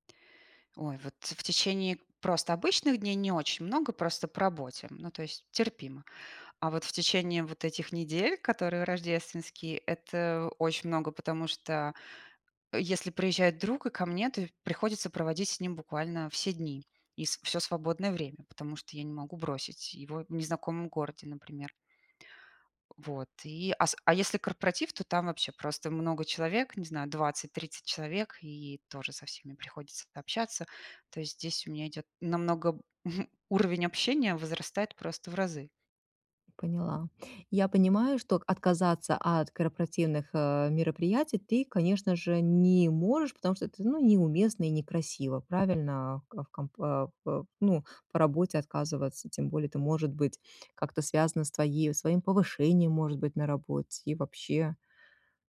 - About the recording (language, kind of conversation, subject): Russian, advice, Как справляться с усталостью и перегрузкой во время праздников
- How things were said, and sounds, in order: chuckle; tapping